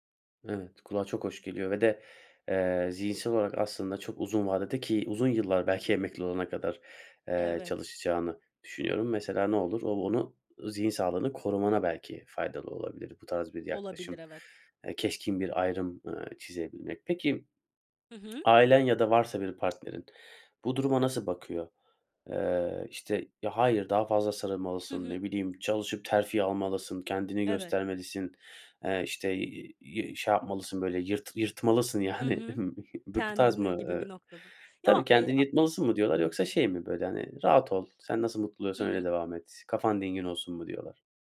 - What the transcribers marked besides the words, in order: other background noise; trusting: "yani"; giggle
- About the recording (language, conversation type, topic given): Turkish, podcast, İş-özel hayat dengesini nasıl kuruyorsun?
- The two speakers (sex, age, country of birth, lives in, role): female, 20-24, Turkey, France, guest; male, 30-34, Turkey, Bulgaria, host